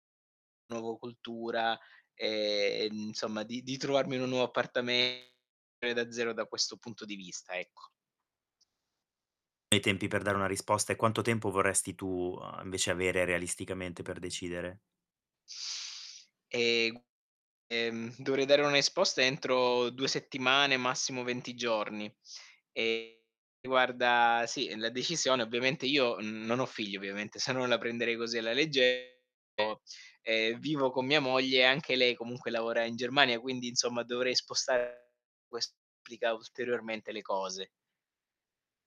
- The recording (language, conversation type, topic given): Italian, advice, Dovrei accettare un’offerta di lavoro in un’altra città?
- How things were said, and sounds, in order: distorted speech